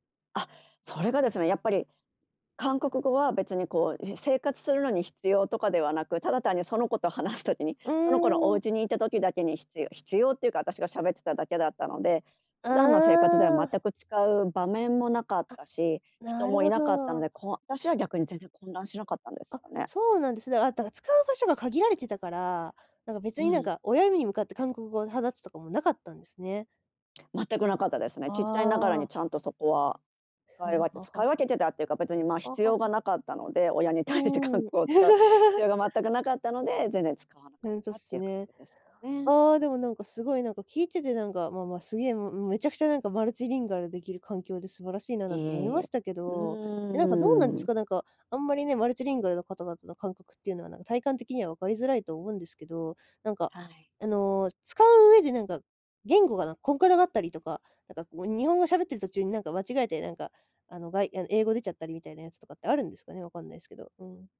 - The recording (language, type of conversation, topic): Japanese, podcast, 二つ以上の言語を上手に使い分けるコツは何ですか?
- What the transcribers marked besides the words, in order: other background noise; laughing while speaking: "対して"; laugh